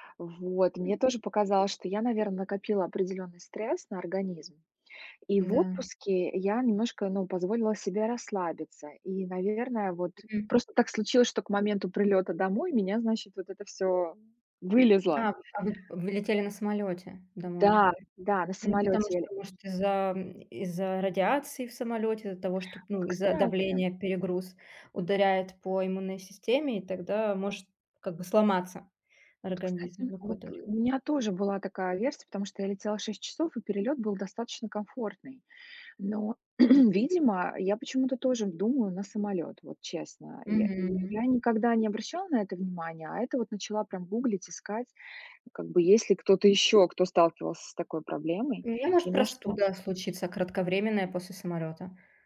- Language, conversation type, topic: Russian, unstructured, Как ты справляешься со стрессом на работе?
- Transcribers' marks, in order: throat clearing